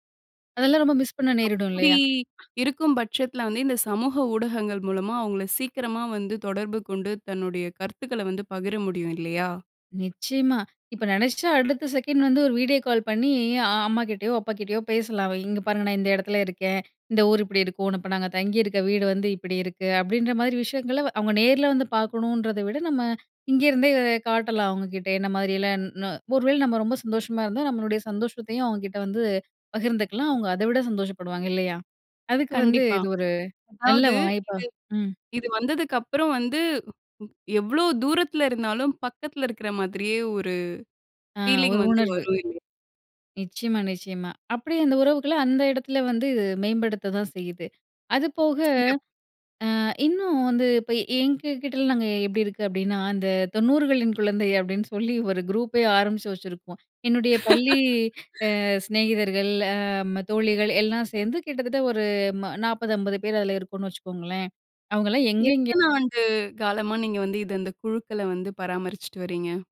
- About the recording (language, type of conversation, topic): Tamil, podcast, சமூக ஊடகங்கள் உறவுகளை எவ்வாறு மாற்றி இருக்கின்றன?
- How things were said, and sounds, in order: in English: "மிஸ்"; other background noise; in English: "செகண்ட்"; in English: "ஃபீலிங்"; in English: "குரூப்பே"; laugh